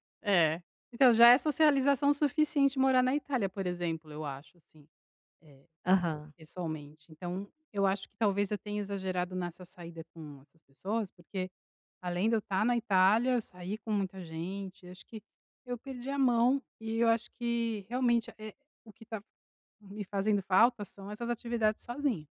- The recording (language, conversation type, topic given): Portuguese, advice, Como posso encontrar um bom equilíbrio entre socializar e ficar sozinho?
- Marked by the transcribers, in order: none